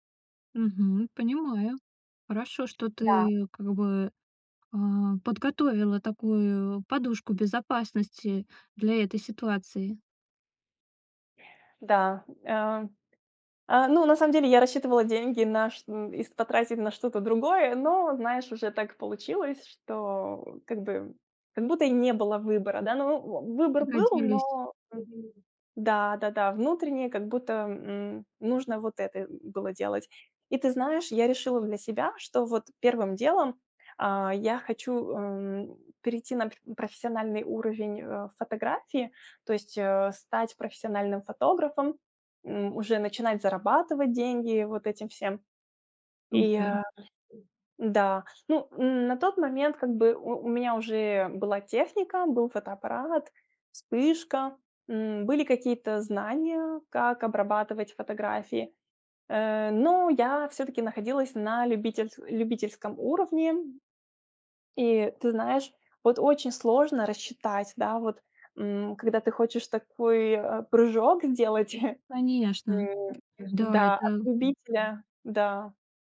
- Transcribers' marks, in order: tapping; other background noise; other noise; chuckle
- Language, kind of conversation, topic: Russian, advice, Как принять, что разрыв изменил мои жизненные планы, и не терять надежду?